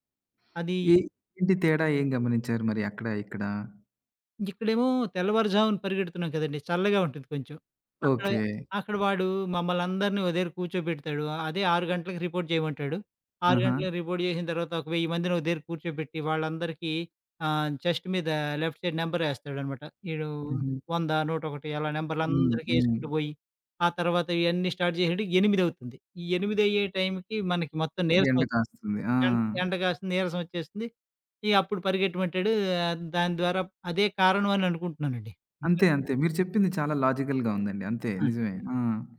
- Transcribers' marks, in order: in English: "రిపోర్ట్"; in English: "రిపోర్ట్"; in English: "చెస్ట్"; in English: "లెఫ్ట్ సైడ్"; in English: "స్టార్ట్"; in English: "లాజికల్‌గా"
- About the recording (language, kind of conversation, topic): Telugu, podcast, విఫలాన్ని పాఠంగా మార్చుకోవడానికి మీరు ముందుగా తీసుకునే చిన్న అడుగు ఏది?